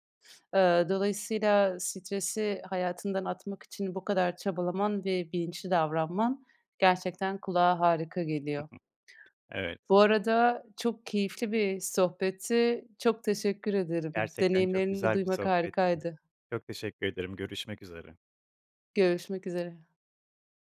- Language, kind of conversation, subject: Turkish, podcast, Sınav kaygısıyla başa çıkmak için genelde ne yaparsın?
- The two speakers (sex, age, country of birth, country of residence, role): female, 30-34, Turkey, Netherlands, host; male, 25-29, Turkey, Poland, guest
- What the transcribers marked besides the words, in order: other background noise